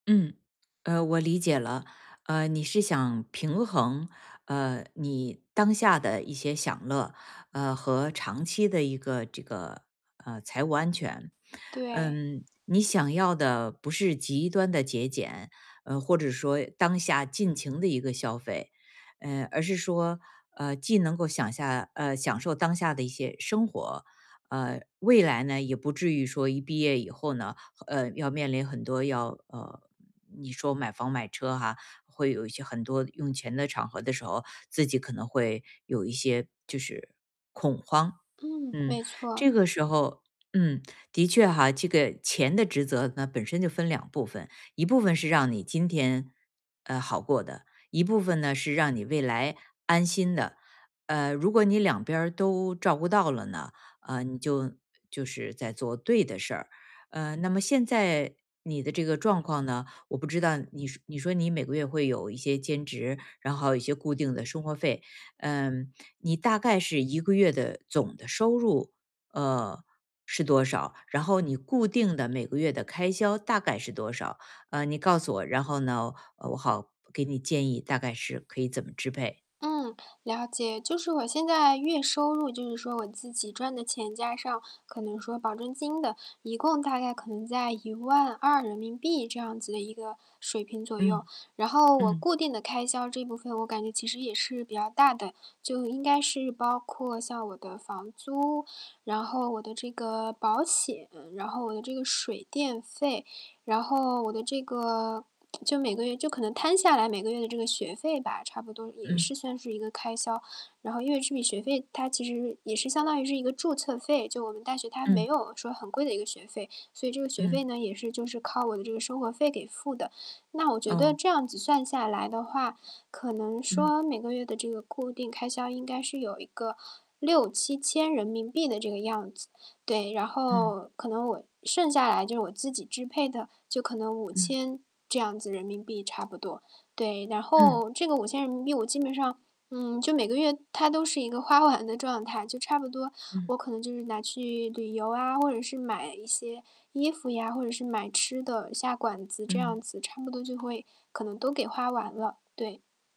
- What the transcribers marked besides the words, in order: other background noise; static; tapping; distorted speech; lip smack
- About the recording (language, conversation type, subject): Chinese, advice, 我怎样才能在享受当下的同时确保未来的经济安全？